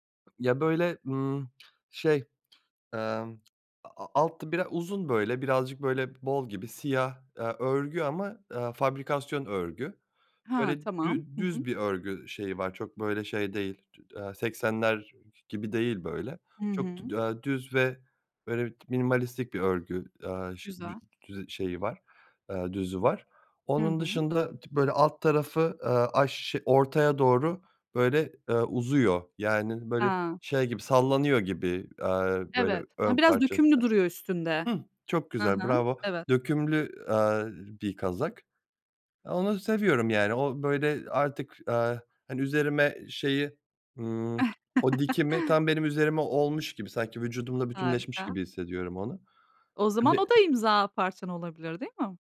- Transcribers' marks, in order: tapping; chuckle
- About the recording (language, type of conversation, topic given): Turkish, podcast, Hangi parça senin imzan haline geldi ve neden?